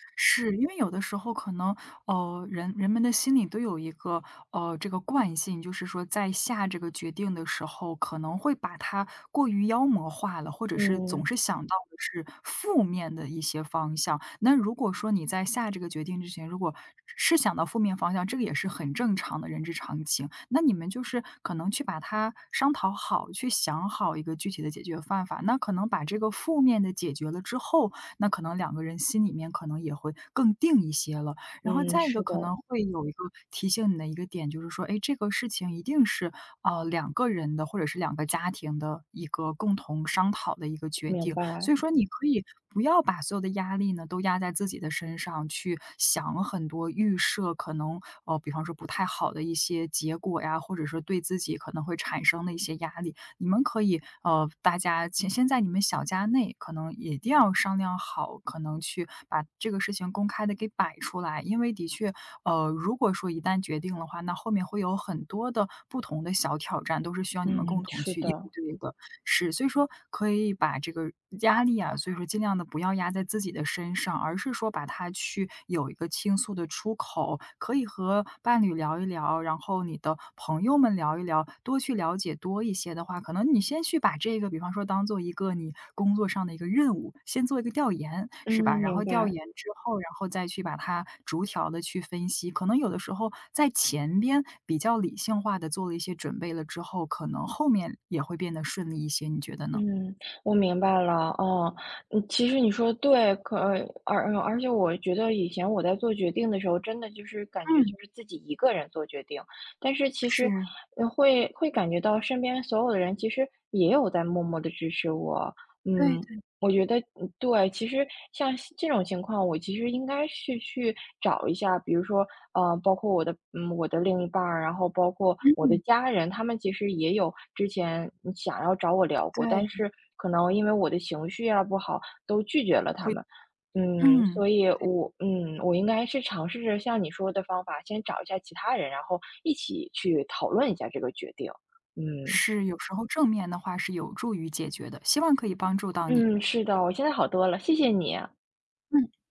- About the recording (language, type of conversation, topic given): Chinese, advice, 当你面临重大决定却迟迟无法下定决心时，你通常会遇到什么情况？
- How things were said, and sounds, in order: "办法" said as "犯法"; other background noise